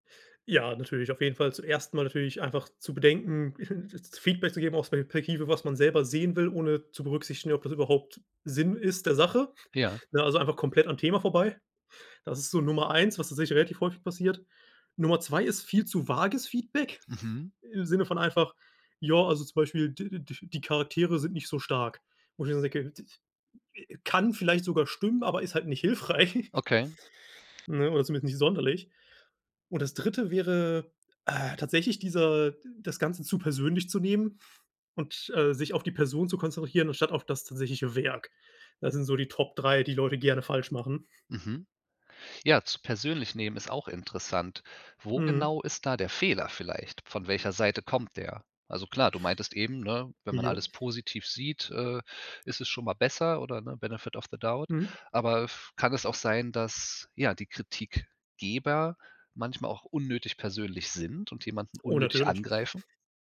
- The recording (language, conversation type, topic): German, podcast, Wie gibst du Feedback, das wirklich hilft?
- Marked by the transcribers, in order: giggle; unintelligible speech; laughing while speaking: "hilfreich"; other background noise; "konzentrieren" said as "konstrahieren"; in English: "Benefit of the Doubt"